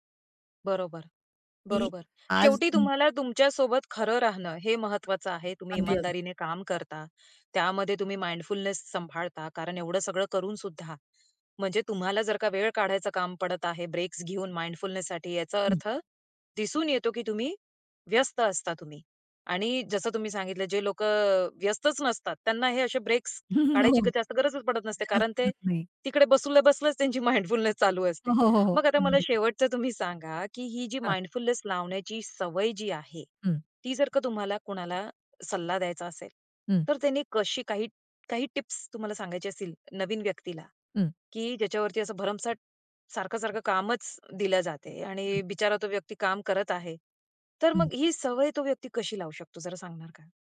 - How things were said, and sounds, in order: other background noise; in English: "माइंडफुलनेस"; in English: "ब्रेक्स"; in English: "माइंडफुलनेससाठी"; in English: "ब्रेक्स"; laughing while speaking: "हो"; in English: "माइंडफुलनेस"; in English: "माइंडफुलनेस"
- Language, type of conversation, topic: Marathi, podcast, दैनंदिन जीवनात जागरूकतेचे छोटे ब्रेक कसे घ्यावेत?